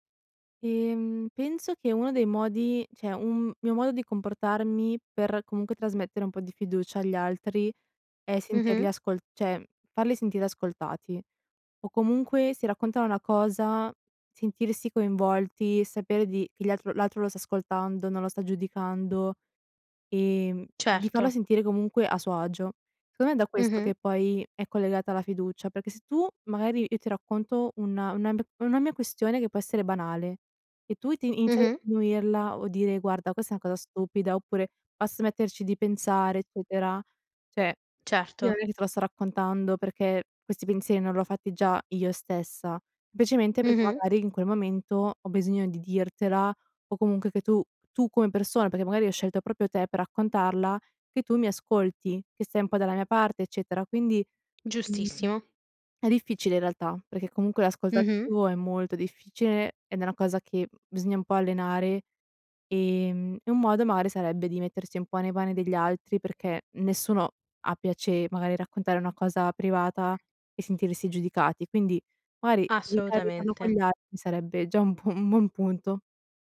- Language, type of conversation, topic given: Italian, podcast, Come si costruisce la fiducia necessaria per parlare apertamente?
- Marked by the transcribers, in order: "cioè" said as "ceh"; "cioè" said as "ceh"; tapping; "Cioè" said as "ceh"; "semplicemente" said as "plicemente"; other background noise; laughing while speaking: "un buon"